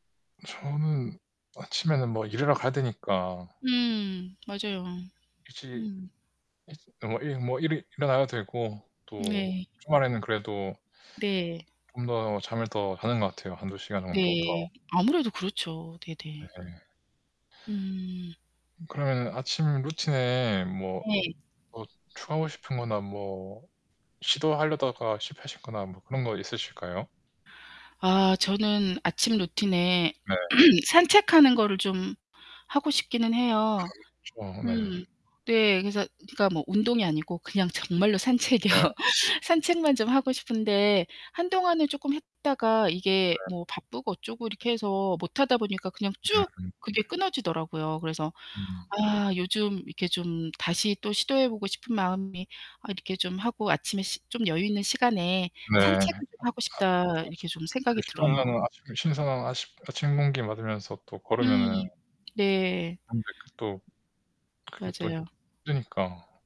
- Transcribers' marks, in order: other background noise; distorted speech; static; throat clearing; laughing while speaking: "산책이요"; unintelligible speech
- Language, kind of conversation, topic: Korean, unstructured, 좋아하는 아침 루틴이 있나요?